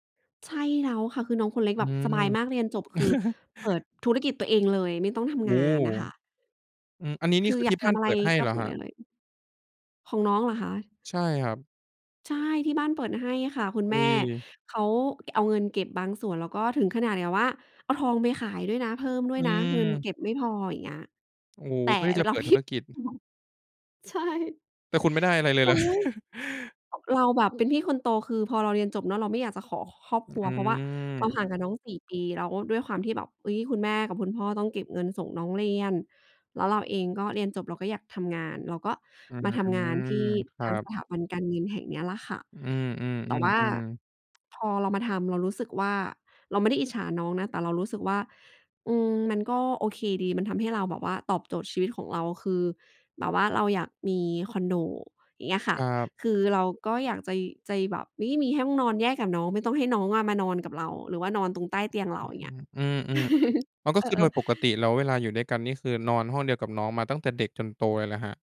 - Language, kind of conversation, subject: Thai, podcast, คุณรับมือกับความคาดหวังจากคนในครอบครัวอย่างไร?
- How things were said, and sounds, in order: chuckle; unintelligible speech; laughing while speaking: "ใช่"; laughing while speaking: "จำได้"; chuckle; chuckle